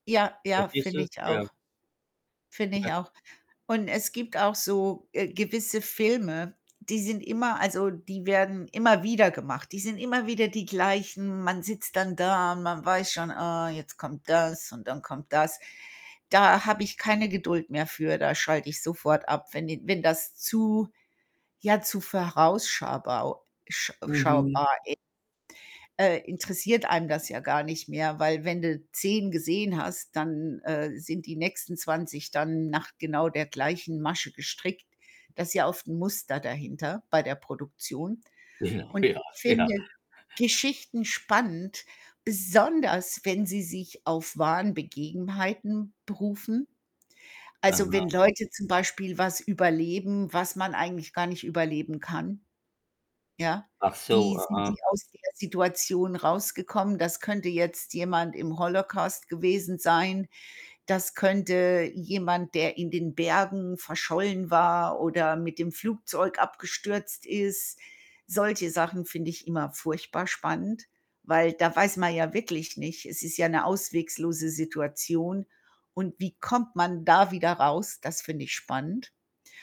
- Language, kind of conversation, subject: German, unstructured, Was macht eine Geschichte für dich spannend?
- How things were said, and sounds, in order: distorted speech; laughing while speaking: "Ja, ja, ja"; other background noise; "ausweglose" said as "auswegslose"